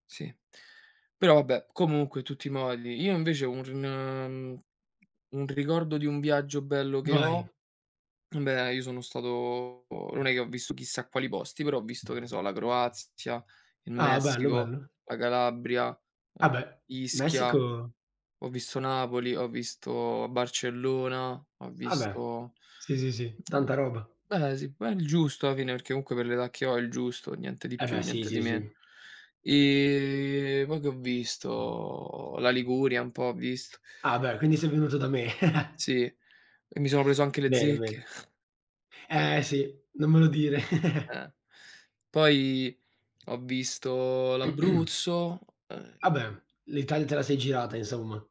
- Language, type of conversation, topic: Italian, unstructured, Qual è il ricordo più divertente che hai di un viaggio?
- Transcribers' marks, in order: "un" said as "urn"; other background noise; tapping; lip smack; chuckle; chuckle; chuckle; throat clearing; other noise